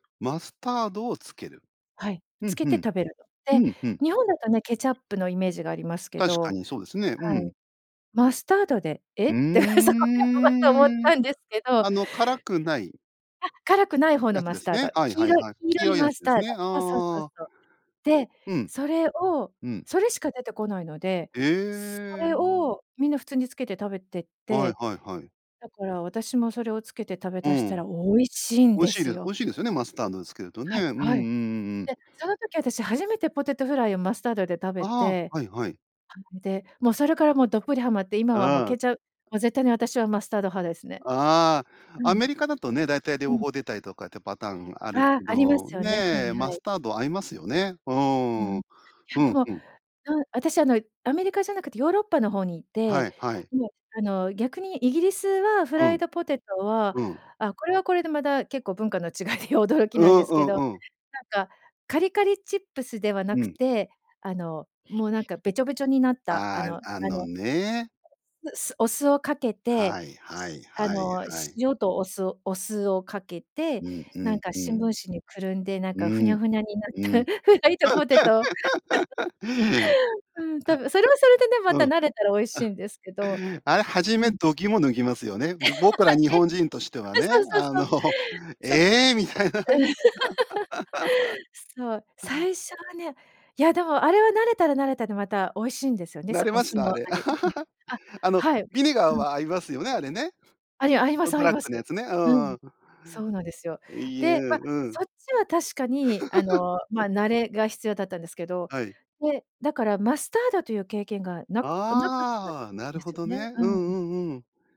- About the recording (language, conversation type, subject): Japanese, podcast, 旅先で驚いた文化の違いは何でしたか？
- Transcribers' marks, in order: other background noise; drawn out: "うーん"; laughing while speaking: "って、そこでをおごっと思ったんですけど"; chuckle; tapping; laughing while speaking: "違いで"; other noise; laughing while speaking: "なったフライドポテト"; laugh; laugh; laughing while speaking: "あの、ええ、みたいな"; chuckle; laugh; laugh; chuckle